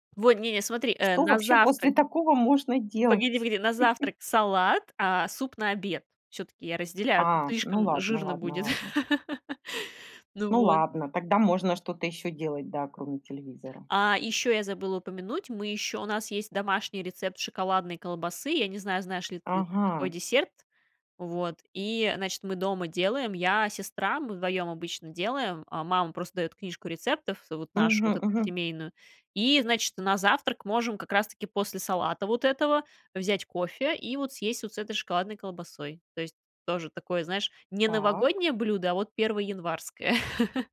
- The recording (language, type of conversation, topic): Russian, podcast, Как ваша семья отмечает Новый год и есть ли у вас особые ритуалы?
- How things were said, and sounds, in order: other background noise; chuckle; laugh; tapping; chuckle